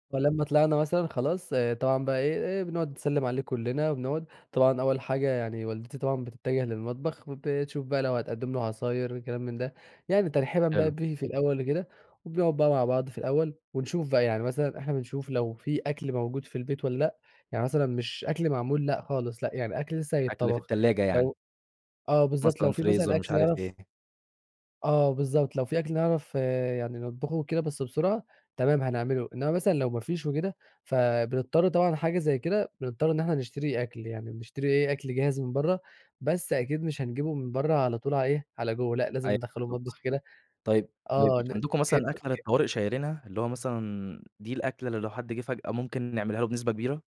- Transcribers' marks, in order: other background noise; unintelligible speech
- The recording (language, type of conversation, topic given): Arabic, podcast, إيه طقوس الضيافة اللي ما ينفعش تفوت عندكم؟